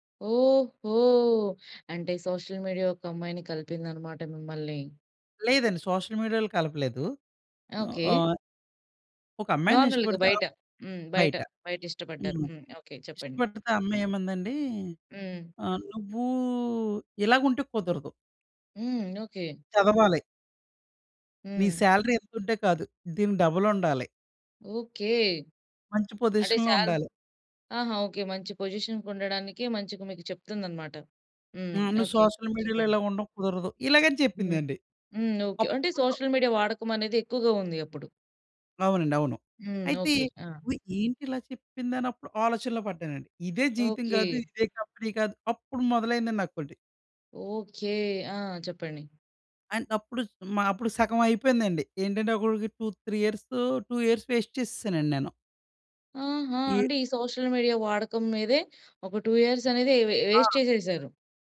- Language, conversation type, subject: Telugu, podcast, సోషియల్ మీడియా వాడుతున్నప్పుడు మరింత జాగ్రత్తగా, అవగాహనతో ఎలా ఉండాలి?
- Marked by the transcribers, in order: in English: "సోషల్ మీడియా"; in English: "సోషల్ మీడియాలో"; in English: "నార్మల్‌గా"; in English: "సాలరీ"; in English: "పొజిషన్‌లో"; in English: "పొజిషన్‌కి"; in English: "సోషల్ మీడియాలో"; in English: "సోషల్ మీడియా"; in English: "అండ్"; in English: "టు త్రీ ఇయర్స్ టూ ఇయర్స్ వేస్ట్"; in English: "సోషల్ మీడియా"; in English: "టూ ఇయర్స్"; in English: "వేస్ట్"